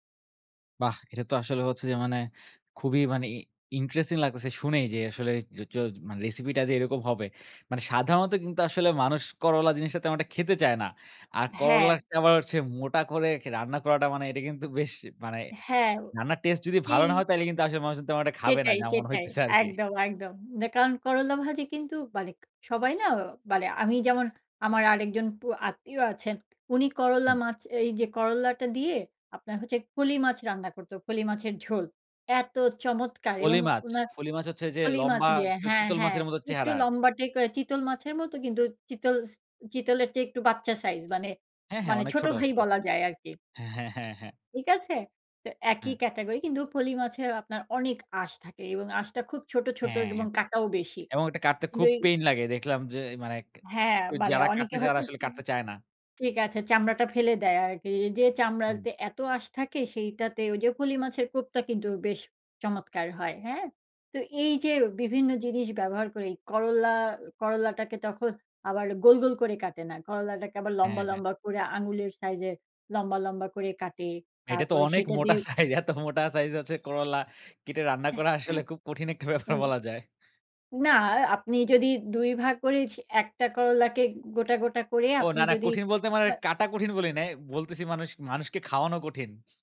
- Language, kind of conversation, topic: Bengali, podcast, আপনি কি এখনো মায়ের কাছ থেকে শেখা কোনো রান্নার রীতি মেনে চলেন?
- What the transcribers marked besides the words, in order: tapping; unintelligible speech; other background noise; unintelligible speech; laughing while speaking: "সাইজ। এত মোটা সাইজ হচ্ছে করল্লা"; horn; unintelligible speech; laughing while speaking: "কঠিন একটা ব্যাপার বলা যায়"